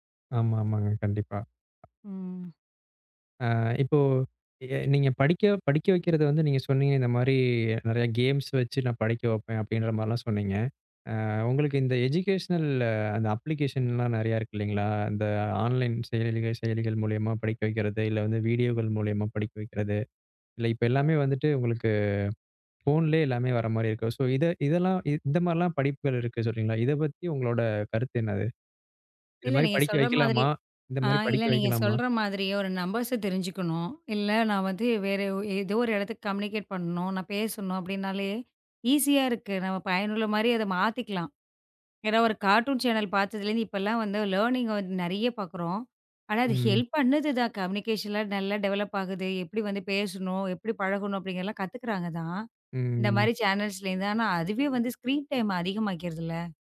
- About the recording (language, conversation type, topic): Tamil, podcast, குழந்தைகளை படிப்பில் ஆர்வம் கொள்ளச் செய்வதில் உங்களுக்கு என்ன அனுபவம் இருக்கிறது?
- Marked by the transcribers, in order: tapping; drawn out: "இந்தமாரி"; in English: "கேம்ஸ்"; in English: "எஜிகேஷனல்"; in English: "அப்ளிகேஷன்"; in English: "ஆன்லைன்"; in English: "வீடியோகள்"; drawn out: "உங்களுக்கு"; in English: "சோ"; other noise; in English: "நம்பர்ஸ"; in English: "கம்னிகேட்"; in English: "கார்டூன் சேனல்"; in English: "லேர்னிங்"; in English: "ஹெல்ப்"; in English: "கம்னிகேஷன்லாம்"; in English: "டெவலப்"; drawn out: "ம்"; in English: "சேனல்ஸ்ல"; in English: "ஸ்க்ரீன் டைம்"